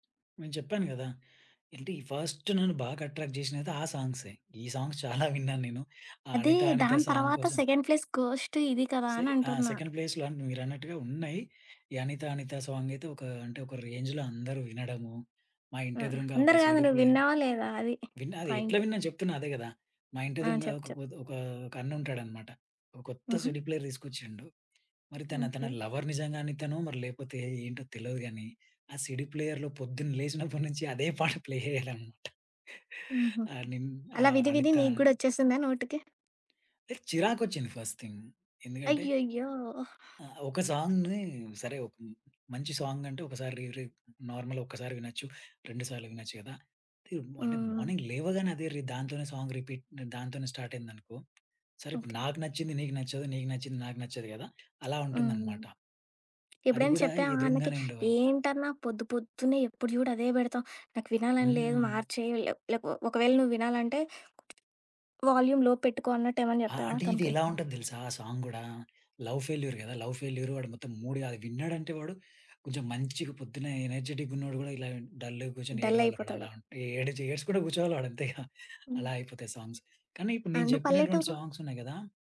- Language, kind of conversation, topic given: Telugu, podcast, ఏ సంగీతం వింటే మీరు ప్రపంచాన్ని మర్చిపోతారు?
- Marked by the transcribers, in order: in English: "ఫస్ట్"; in English: "అట్రాక్ట్"; in English: "సాంగ్స్"; laughing while speaking: "చాలా విన్నాను"; in English: "సాంగ్"; in English: "సెకండ్ ప్లేస్ ఘోస్ట్"; in English: "సెకండ్ ప్లేస్‌లో"; other background noise; in English: "సాంగ్"; in English: "రేంజ్‌లో"; in English: "సీడీ ప్లేయర్"; in English: "పాయింట్"; in English: "సీడీ ప్లేయర్"; in English: "లవర్"; in English: "సీడీ ప్లేయర్‌లో"; laughing while speaking: "లేసినప్పటి నుంచి అదే పాట ప్లే అయ్యేదనమాట"; in English: "ప్లే"; tapping; in English: "ఫస్ట్‌థింగ్"; in English: "సాంగ్‌ని"; in English: "సాంగ్"; in English: "నార్మల్"; in English: "మార్నింగ్"; in English: "సాంగ్ రిపీట్"; in English: "స్టార్ట్"; in English: "వాల్యూమ్ లో"; in English: "సాంగ్"; in English: "లవ్"; in English: "లవ్"; in English: "ఎనర్జిటిక్"; in English: "డల్‌గా"; in English: "డల్"; giggle; in English: "సాంగ్స్"; in English: "అండ్"; in English: "సాంగ్స్"